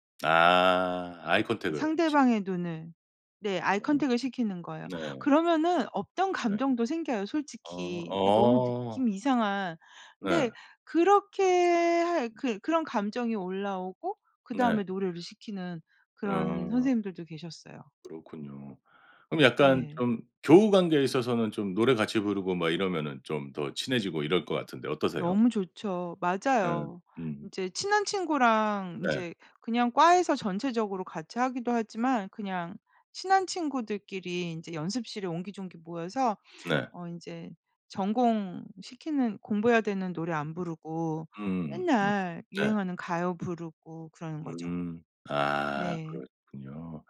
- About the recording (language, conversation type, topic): Korean, podcast, 친구들과 함께 부르던 추억의 노래가 있나요?
- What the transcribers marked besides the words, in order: in English: "아이 컨택을"; in English: "아이 컨택을"; other background noise